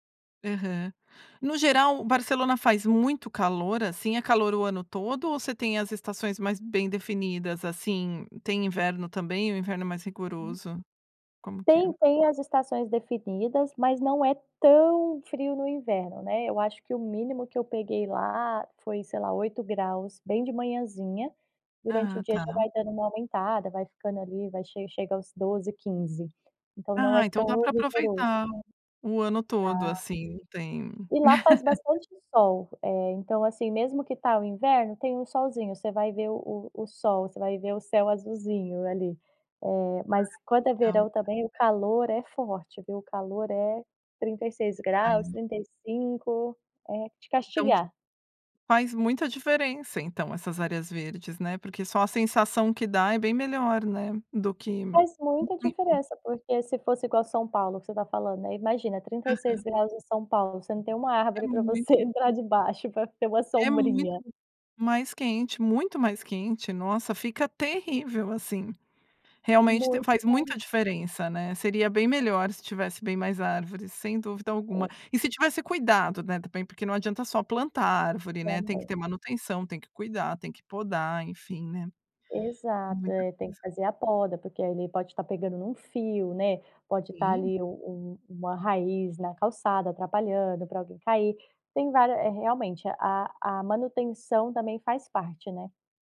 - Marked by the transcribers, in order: laugh; unintelligible speech; other background noise
- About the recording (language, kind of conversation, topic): Portuguese, podcast, Como você vê a importância das áreas verdes nas cidades?